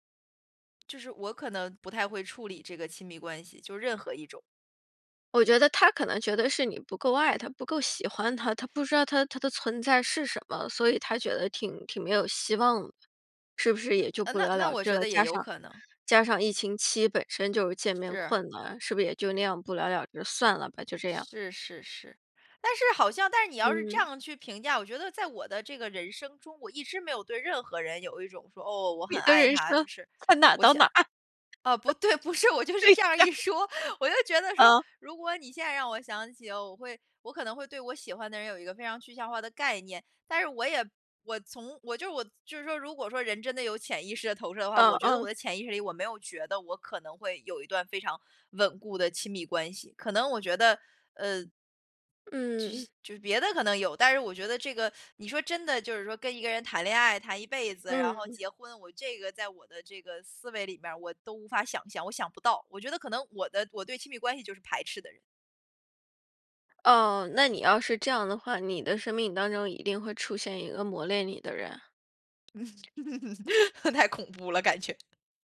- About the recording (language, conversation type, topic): Chinese, podcast, 有什么歌会让你想起第一次恋爱？
- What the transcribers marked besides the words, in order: other background noise; laughing while speaking: "你的人生，才哪儿到哪儿。对呀"; laughing while speaking: "不对，不是，我就是这样儿一说。我就觉得说"; teeth sucking; laugh; other noise; laughing while speaking: "太恐怖了感觉"